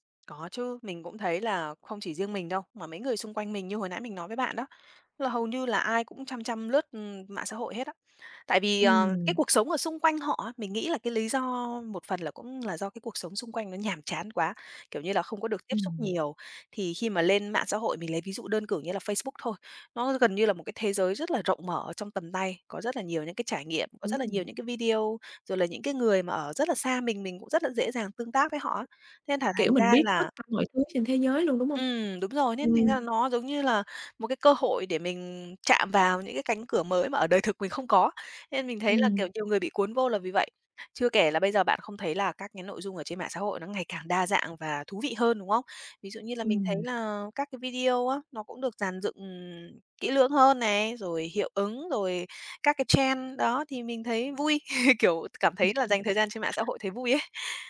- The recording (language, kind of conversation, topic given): Vietnamese, podcast, Bạn cân bằng giữa đời sống thực và đời sống trên mạng như thế nào?
- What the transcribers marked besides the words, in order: tapping; other background noise; in English: "trend"; chuckle